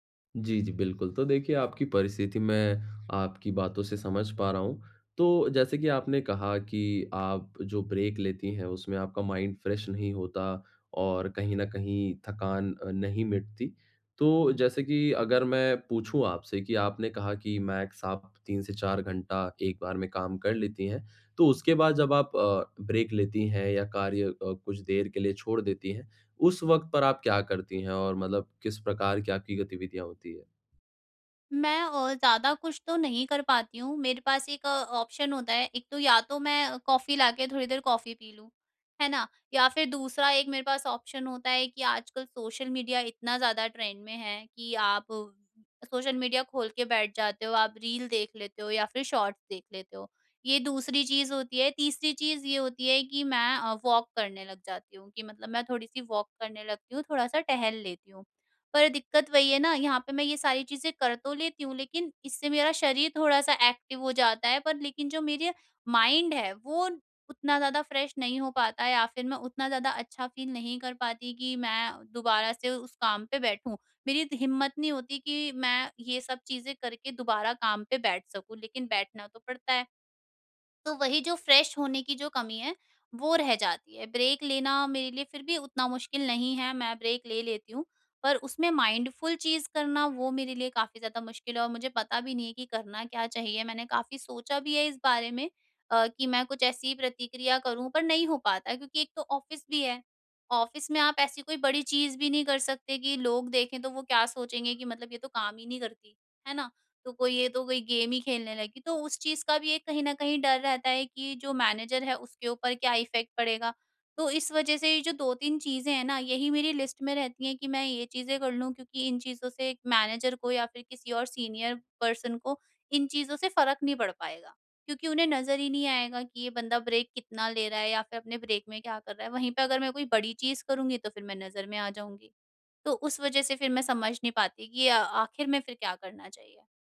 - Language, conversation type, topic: Hindi, advice, काम के बीच में छोटी-छोटी ब्रेक लेकर मैं खुद को मानसिक रूप से तरोताज़ा कैसे रख सकता/सकती हूँ?
- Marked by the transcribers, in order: in English: "ब्रेक"; in English: "माइंड फ्रेश"; in English: "मैक्स"; in English: "ब्रेक"; in English: "ऑप्शन"; in English: "ऑप्शन"; in English: "ट्रेंड"; in English: "वॉक"; in English: "वॉक"; in English: "एक्टिव"; in English: "माइंड"; in English: "फ्रेश"; in English: "फील"; in English: "फ्रेश"; in English: "ब्रेक"; in English: "ब्रेक"; in English: "माइंडफुल"; in English: "ऑफिस"; in English: "ऑफिस"; in English: "गेम"; in English: "इफेक्ट"; in English: "लिस्ट"; in English: "पर्सन"; in English: "ब्रेक"; in English: "ब्रेक"